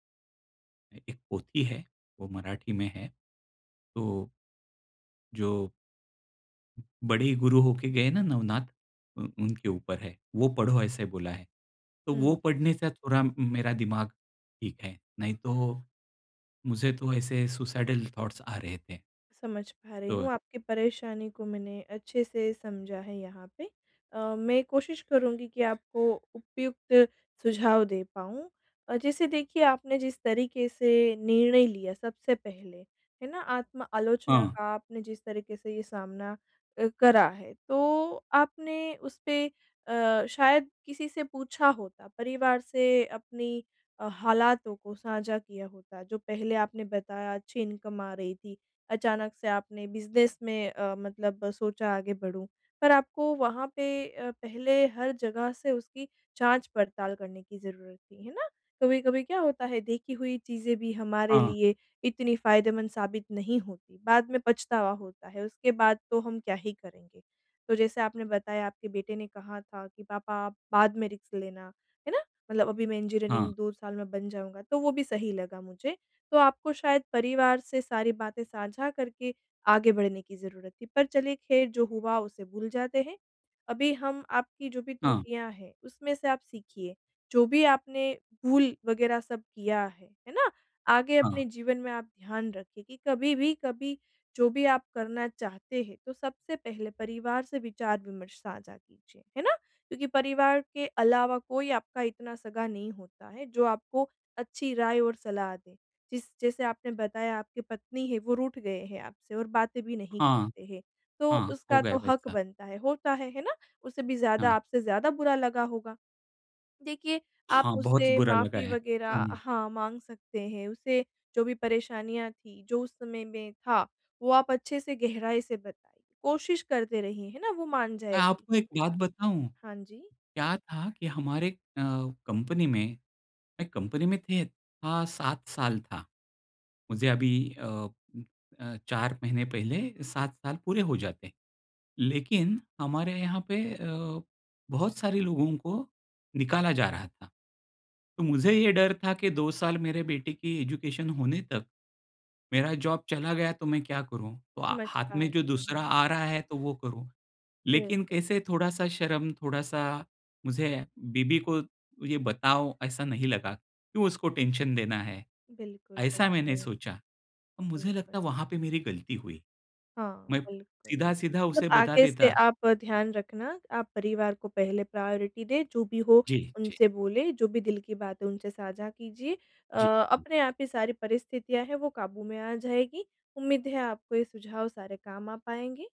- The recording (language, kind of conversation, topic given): Hindi, advice, आप आत्म-आलोचना छोड़कर खुद के प्रति सहानुभूति कैसे विकसित कर सकते हैं?
- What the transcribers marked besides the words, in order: in English: "सुसाइडल थॉट्स"; in English: "इनकम"; in English: "बिज़नेस"; in English: "रिस्क"; in English: "एजुकेशन"; in English: "जॉब"; in English: "टेंशन"; in English: "प्रायोरिटी"